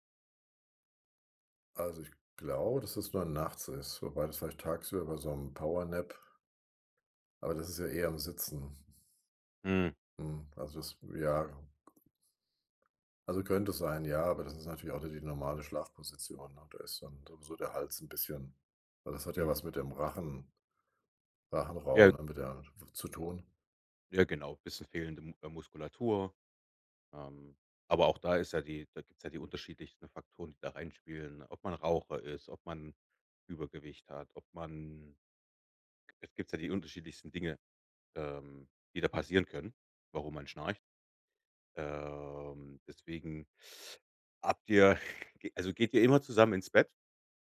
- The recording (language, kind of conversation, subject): German, advice, Wie beeinträchtigt Schnarchen von dir oder deinem Partner deinen Schlaf?
- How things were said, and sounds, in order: drawn out: "Ähm"